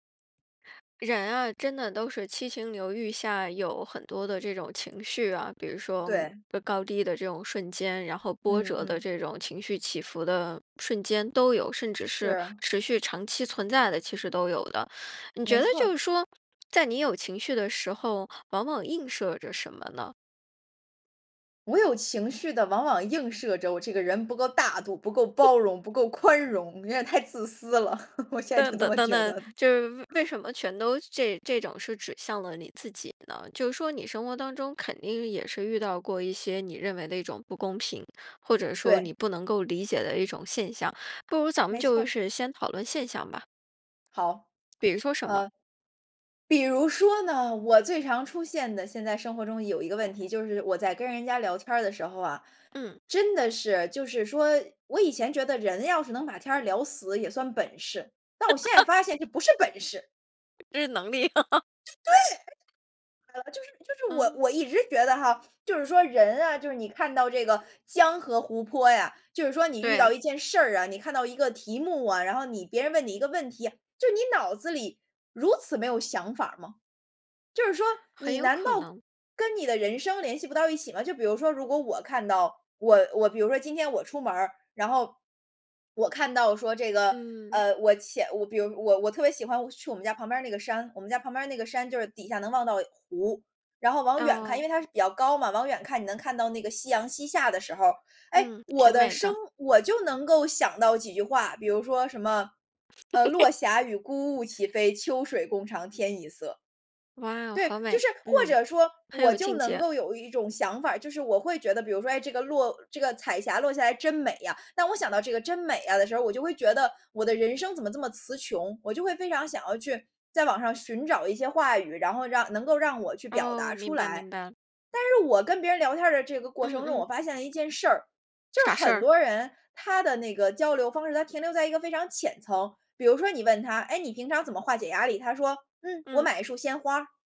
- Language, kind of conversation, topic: Chinese, podcast, 你从大自然中学到了哪些人生道理？
- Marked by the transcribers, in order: "六" said as "留"; other background noise; other noise; laughing while speaking: "我现在就这么觉得"; laugh; tapping; chuckle; chuckle